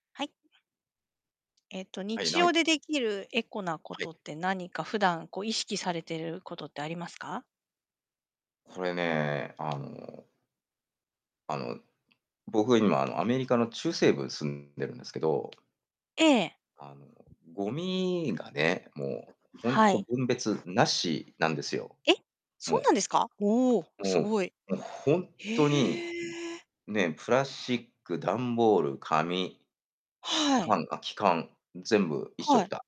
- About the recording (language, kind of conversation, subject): Japanese, unstructured, 日常生活で、簡単にできるエコな取り組みにはどんなものがあると思いますか？
- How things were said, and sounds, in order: other background noise; distorted speech